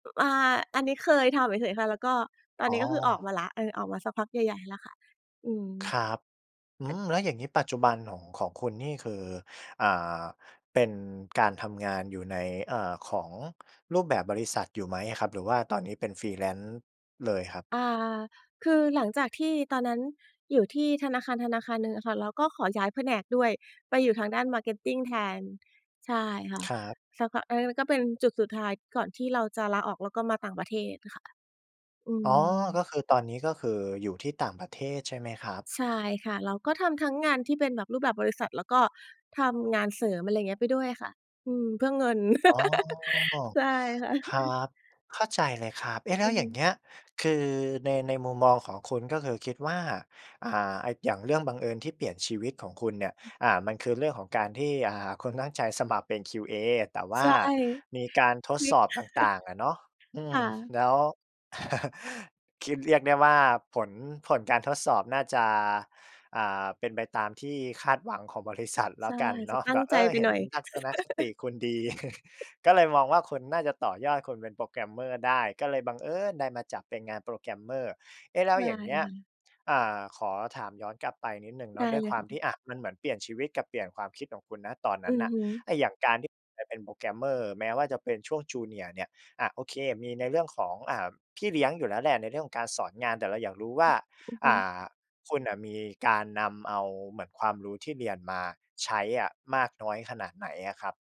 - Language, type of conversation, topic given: Thai, podcast, คุณมีเหตุการณ์บังเอิญอะไรที่เปลี่ยนชีวิตของคุณไปตลอดกาลไหม?
- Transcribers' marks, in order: other noise; in English: "Freelance"; laugh; chuckle; unintelligible speech; in English: "QA"; chuckle; chuckle; giggle; other background noise